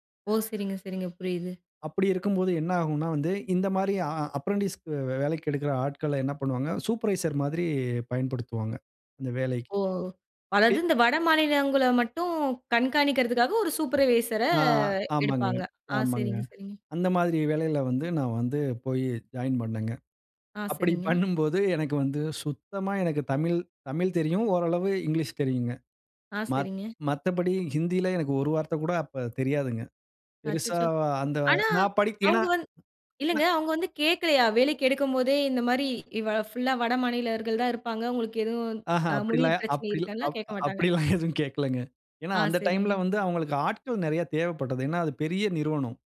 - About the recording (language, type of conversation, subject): Tamil, podcast, நீங்கள் பேசும் மொழியைப் புரிந்துகொள்ள முடியாத சூழலை எப்படிச் சமாளித்தீர்கள்?
- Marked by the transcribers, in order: in English: "அப்ரென்டிஸ்"; unintelligible speech; "மாநிலங்கள்ல" said as "மாநிலவுங்கள"; "அப்பிடியில்ல" said as "அப்பிடில"; laughing while speaking: "அப்பிடில்லாம் எதும் கேட்கலங்க"